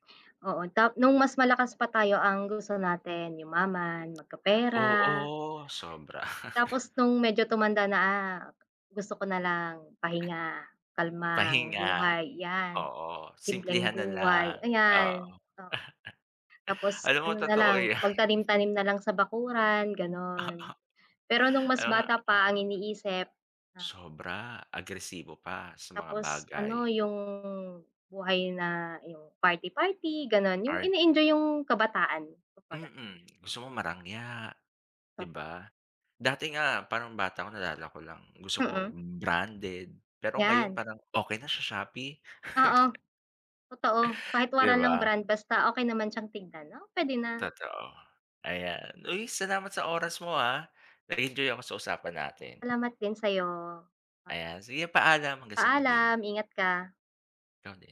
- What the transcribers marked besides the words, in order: other background noise; tapping; drawn out: "Oo"; laugh; put-on voice: "Pahinga"; chuckle; laughing while speaking: "yan"; laugh; laugh
- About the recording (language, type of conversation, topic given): Filipino, unstructured, Sa tingin mo ba, mas mahalaga ang pera o ang kasiyahan sa pagtupad ng pangarap?